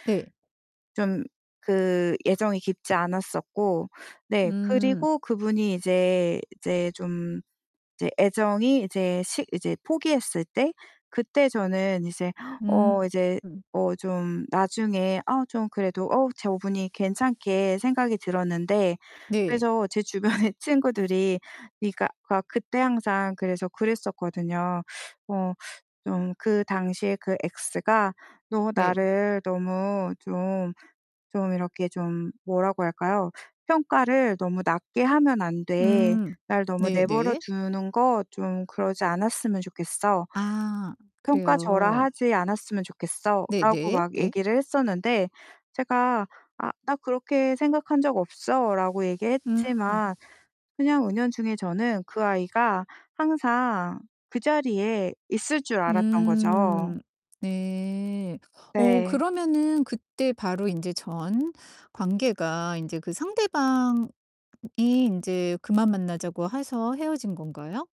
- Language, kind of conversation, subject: Korean, advice, 새로운 연애를 시작하는 것이 두려워 망설이는 마음을 어떻게 설명하시겠어요?
- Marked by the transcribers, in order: tapping; distorted speech; laughing while speaking: "주변에"; in English: "ex가"; static